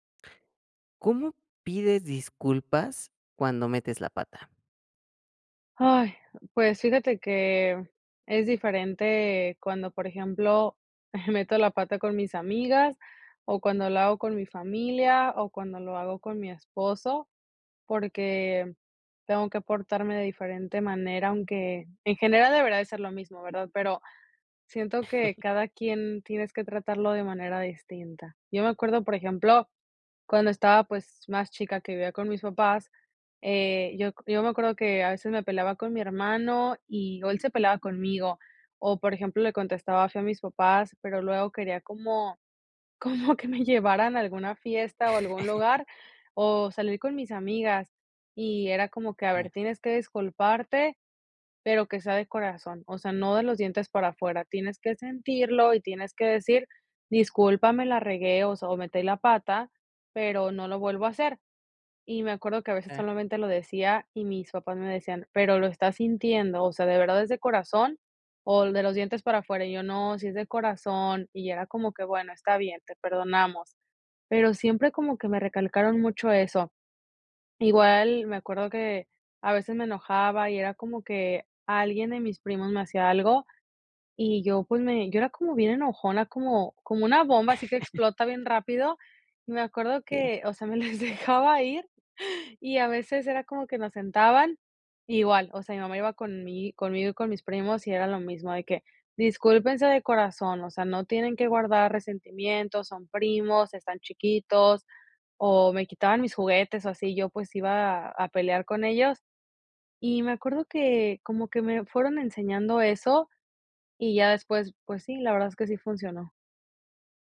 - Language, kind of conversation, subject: Spanish, podcast, ¿Cómo pides disculpas cuando metes la pata?
- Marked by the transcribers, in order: chuckle; laughing while speaking: "como que me llevaran"; laugh; laugh; tapping; laughing while speaking: "me les dejaba ir"